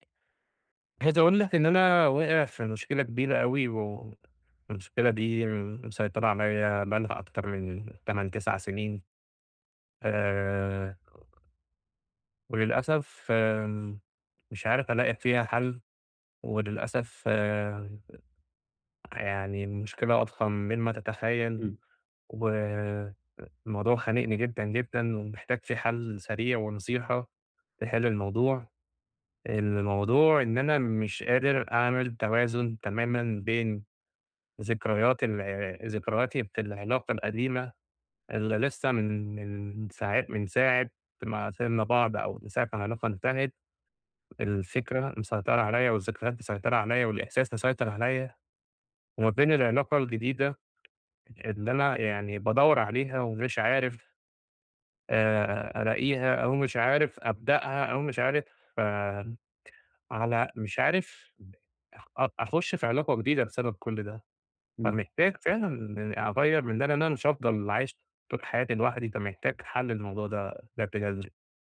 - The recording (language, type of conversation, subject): Arabic, advice, إزاي أوازن بين ذكرياتي والعلاقات الجديدة من غير ما أحس بالذنب؟
- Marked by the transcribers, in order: tapping